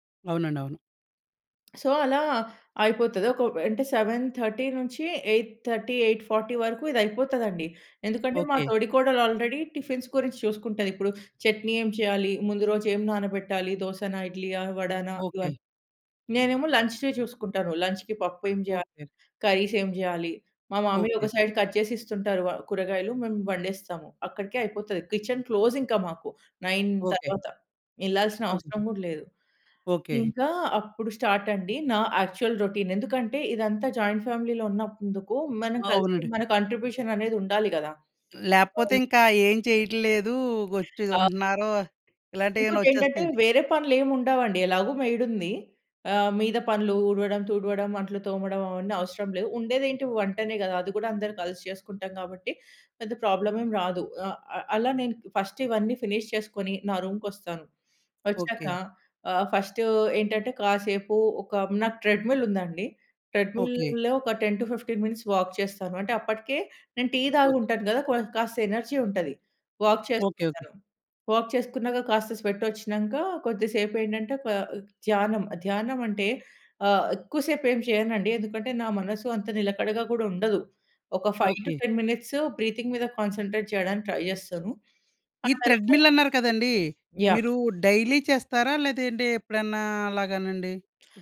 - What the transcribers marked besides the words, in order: in English: "సో"; in English: "సెవెన్ థర్టీ నుంచి ఎయిట్ థర్టీ ఎయిట్ ఫార్టీ"; in English: "ఆల్రెడీ టిఫిన్స్"; in English: "లంచ్‌వి"; in English: "లంచ్‌కి"; in English: "కర్రీస్"; in English: "సైడ్ కట్"; in English: "కిచెన్ క్లోజ్"; in English: "నైన్"; in English: "స్టార్ట్"; in English: "యాక్చువల్ రొటీన్"; in English: "జాయింట్ ఫ్యామిలీ‌లో"; in English: "కాంట్రిబ్యూషన్"; other background noise; in English: "మెయిడ్"; in English: "ప్రాబ్లమ్"; in English: "ఫస్ట్"; in English: "ఫినిష్"; in English: "రూమ్‌కి"; in English: "ఫస్ట్"; in English: "ట్రెడ్‌మిల్"; in English: "ట్రెడ్‌మిల్‌లో"; in English: "టెన్ టు ఫిఫ్టీన్ మినిట్స్ వాక్"; in English: "ఎనర్జీ"; in English: "వాక్"; in English: "వాక్"; in English: "స్వెట్"; in English: "ఫైవ్ టు టెన్ మినిట్స్ బ్రీతింగ్"; in English: "కాన్సంట్రేట్"; in English: "ట్రై"; in English: "థ్రెడ్‌మిల్"; unintelligible speech; in English: "డైలీ"
- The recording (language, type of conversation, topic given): Telugu, podcast, ఉదయం మీరు పూజ లేదా ధ్యానం ఎలా చేస్తారు?